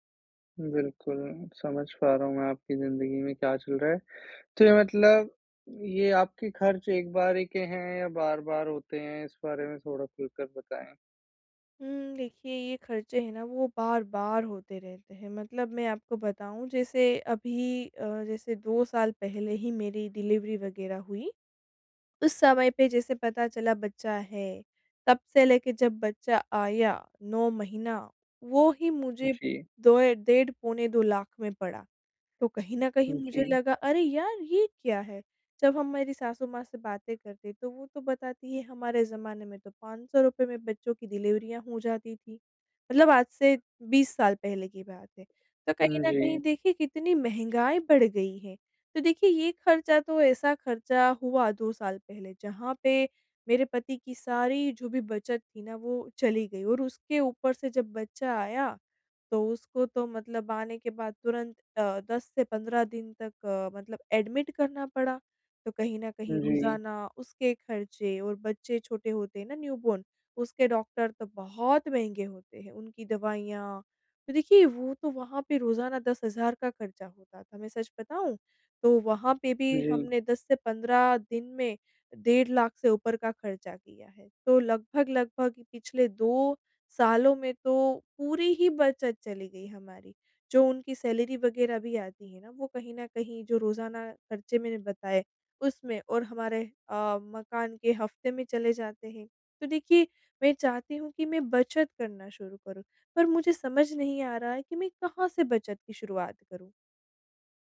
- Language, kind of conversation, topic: Hindi, advice, कैसे तय करें कि खर्च ज़रूरी है या बचत करना बेहतर है?
- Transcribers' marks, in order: in English: "डिलीवरी"; in English: "एडमिट"; in English: "न्यूबॉर्न"